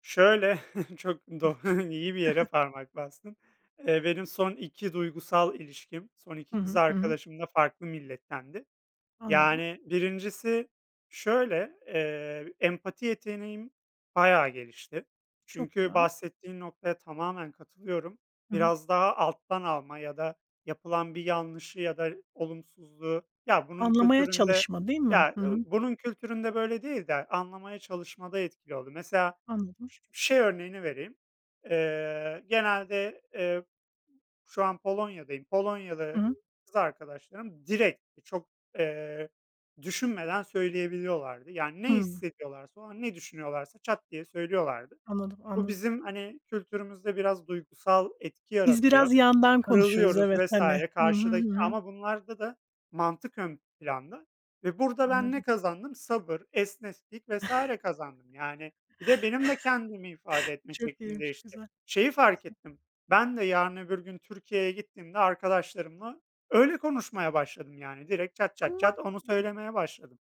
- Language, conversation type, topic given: Turkish, unstructured, Kültürel farklılıklar insanları nasıl etkiler?
- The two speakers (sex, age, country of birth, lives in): female, 40-44, Turkey, United States; male, 30-34, Turkey, Poland
- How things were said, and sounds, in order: chuckle; laughing while speaking: "doğ"; chuckle; tapping; other noise; chuckle